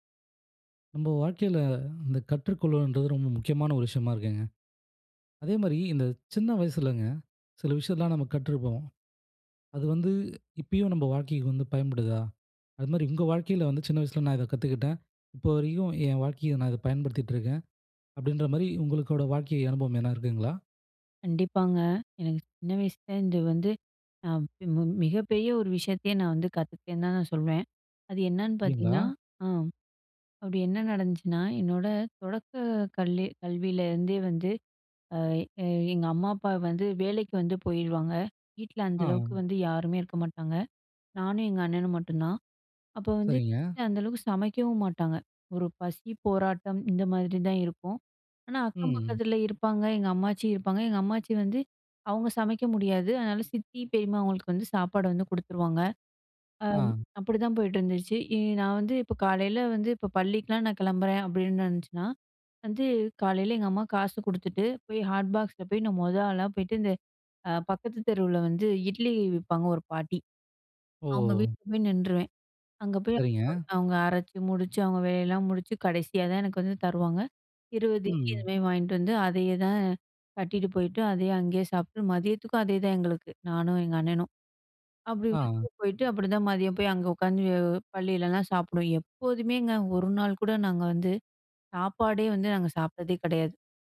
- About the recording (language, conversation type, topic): Tamil, podcast, சிறு வயதில் கற்றுக்கொண்டது இன்றும் உங்களுக்கு பயனாக இருக்கிறதா?
- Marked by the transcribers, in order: other noise; unintelligible speech